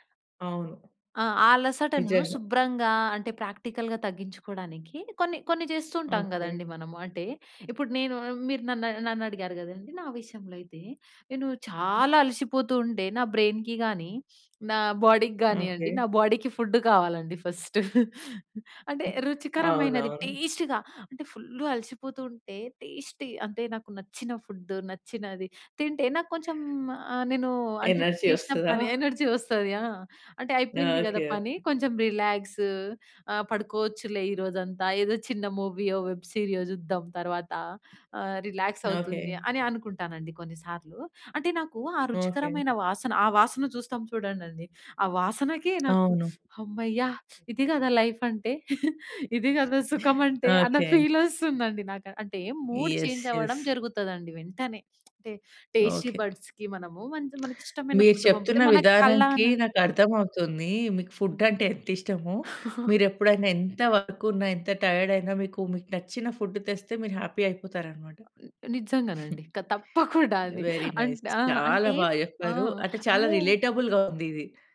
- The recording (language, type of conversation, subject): Telugu, podcast, పని తరువాత సరిగ్గా రిలాక్స్ కావడానికి మీరు ఏమి చేస్తారు?
- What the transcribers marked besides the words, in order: other background noise; in English: "ప్రాక్టికల్‌గా"; stressed: "చాలా"; in English: "బ్రెయిన్‍కి"; in English: "బాడీకి"; in English: "బాడీకి ఫుడ్"; chuckle; in English: "టేస్ట్‌గా"; in English: "ఫుల్"; in English: "టేస్టీ"; in English: "ఎనర్జీ"; in English: "ఎనర్జీ"; in English: "రిలాక్స్"; in English: "రిలాక్స్"; in English: "లైఫ్"; chuckle; in English: "ఫీల్"; in English: "మూడ్ చేంజ్"; in English: "యస్. యస్"; in English: "టేస్టీ బడ్స్‌కి"; lip smack; in English: "ఫుడ్"; in English: "ఫుడ్"; chuckle; in English: "వర్క్"; in English: "టైర్డ్"; in English: "ఫుడ్"; in English: "హ్యాపీ"; chuckle; in English: "వెరీ నైస్"; in English: "రెలెటబుల్‌గా"